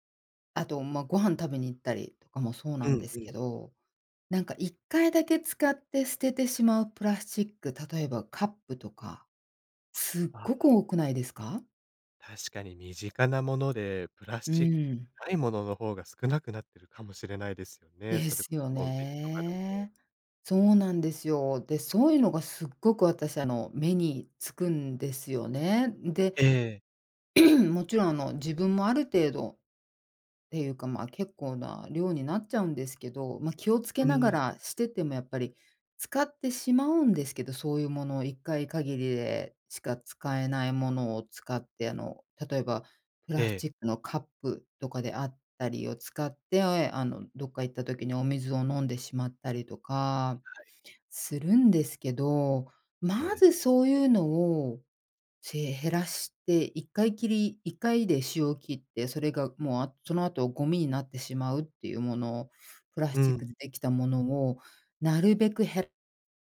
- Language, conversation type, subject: Japanese, podcast, プラスチックごみの問題について、あなたはどう考えますか？
- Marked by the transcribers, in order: throat clearing